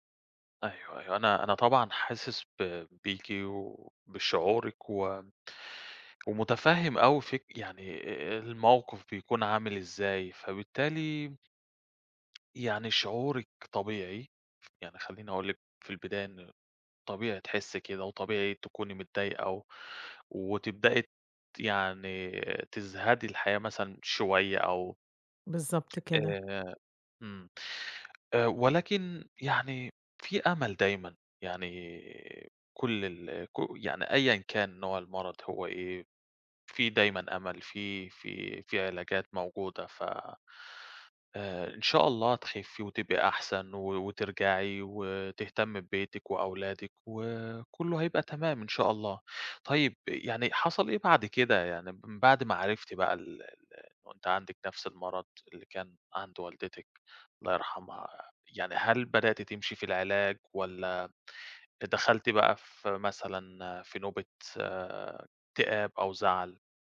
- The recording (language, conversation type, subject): Arabic, advice, إزاي بتتعامل مع المرض اللي بقاله معاك فترة ومع إحساسك إنك تايه ومش عارف هدفك في الحياة؟
- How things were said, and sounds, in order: tapping